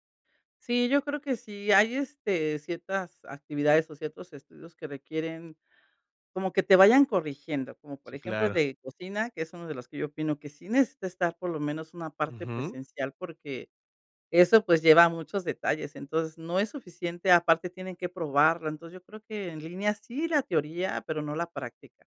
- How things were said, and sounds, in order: none
- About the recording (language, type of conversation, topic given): Spanish, podcast, ¿Qué opinas de aprender por internet hoy en día?